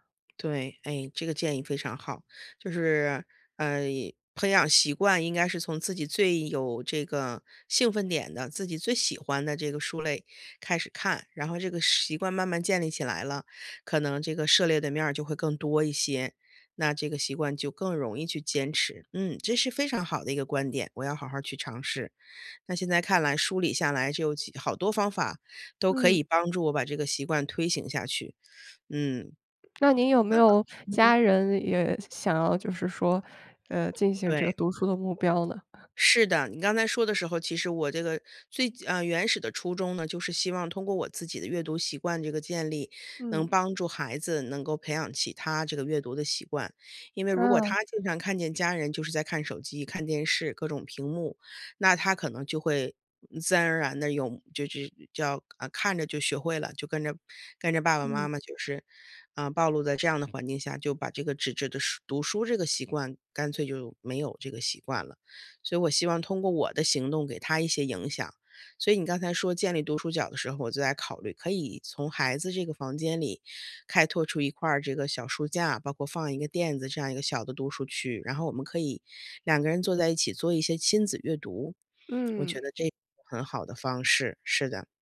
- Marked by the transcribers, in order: none
- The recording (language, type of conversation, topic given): Chinese, advice, 我努力培养好习惯，但总是坚持不久，该怎么办？